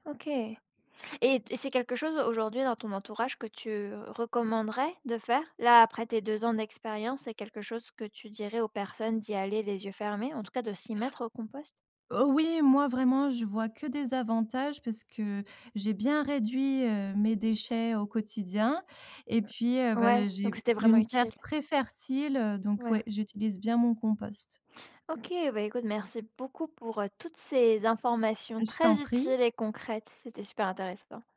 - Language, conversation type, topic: French, podcast, Quelle est ton expérience du compostage à la maison ?
- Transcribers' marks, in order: other background noise